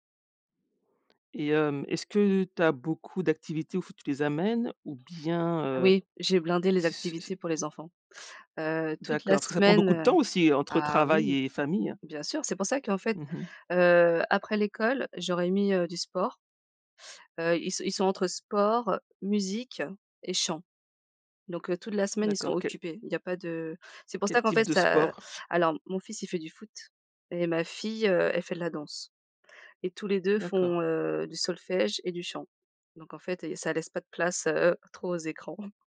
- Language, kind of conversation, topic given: French, podcast, Comment équilibres-tu le travail, la famille et les loisirs ?
- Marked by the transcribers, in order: chuckle